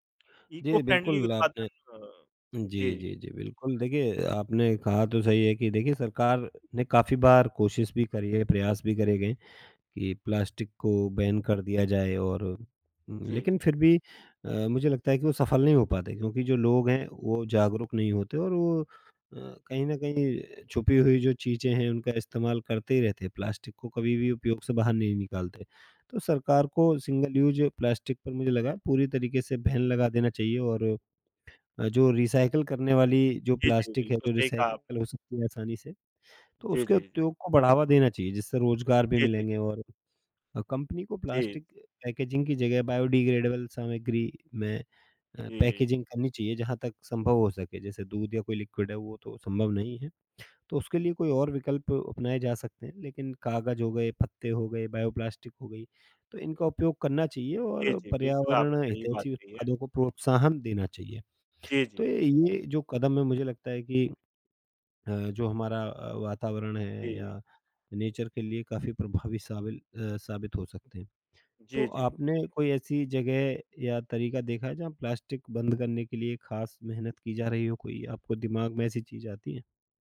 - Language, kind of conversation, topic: Hindi, unstructured, प्लास्टिक प्रदूषण को कम करने के लिए हम कौन-से कदम उठा सकते हैं?
- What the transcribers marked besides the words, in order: in English: "इको-फ़्रेंडली"; in English: "प्लास्टिक"; in English: "बैन"; in English: "प्लास्टिक"; in English: "सिंगल यूज़ प्लास्टिक"; in English: "बैन"; in English: "रीसाइकल"; in English: "प्लास्टिक"; in English: "रीसाइकल"; in English: "प्लास्टिक"; in English: "बायोडिग्रेडेबल"; in English: "पैकेजिंग"; in English: "लिक्विड"; in English: "बायोप्लास्टिक"; in English: "नेचर"; in English: "प्लास्टिक"